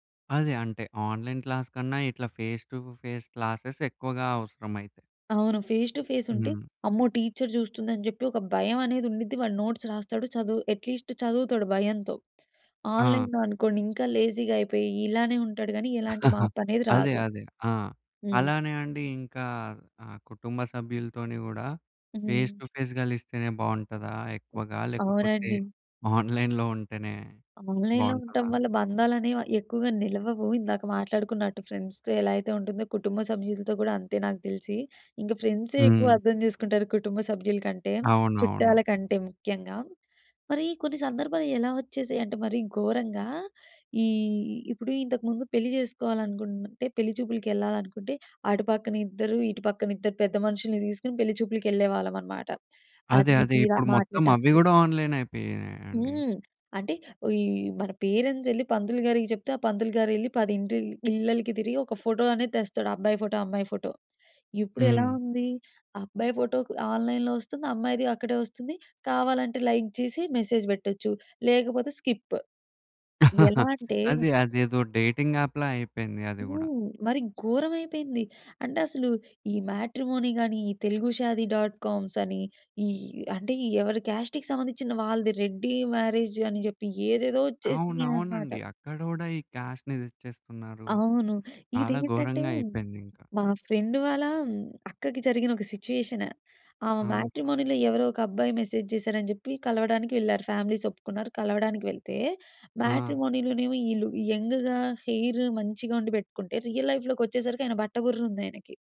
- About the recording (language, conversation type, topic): Telugu, podcast, ఫేస్‌టు ఫేస్ కలవడం ఇంకా అవసరమా? అయితే ఎందుకు?
- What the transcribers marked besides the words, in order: in English: "ఆన్‌లైన్ క్లాస్"; in English: "ఫేస్ టు ఫేస్ క్లాసెస్"; in English: "ఫేస్ టు ఫేస్"; in English: "టీచర్"; in English: "నోట్స్"; in English: "అట్‌లీస్ట్"; in English: "ఆన్‌లైన్‌లో"; in English: "లేజీగా"; chuckle; in English: "ఫేస్ టు ఫేస్"; tapping; in English: "ఆన్‌లైన్‌లో"; in English: "ఆన్లైలైన్‌లో"; in English: "ఫ్రెండ్స్‌తో"; in English: "ఆన్‌లైన్"; in English: "ఫోటో"; in English: "ఫోటో"; in English: "ఫోటో"; in English: "ఫోటో ఆన్‌లైన్‌లో"; in English: "లైక్"; in English: "మెసేజ్"; in English: "స్కిప్"; laugh; in English: "డేటింగ్ యాప్‌లా"; in English: "మ్యాట్రిమోనీ"; in English: "డాట్‌కామ్స్"; in English: "కాస్ట్‌కి"; in English: "మ్యారేజ్"; in English: "క్యాష్‌ని"; in English: "ఫ్రెండ్"; in English: "సిట్యుయేషన్"; in English: "మ్యాట్రిమోనీలో"; in English: "మెసేజ్"; in English: "ఫ్యామిలీస్"; in English: "మ్యాట్రిమోనీలోనేమో"; in English: "యంగ్‌గా హెయిర్"; in English: "రియల్"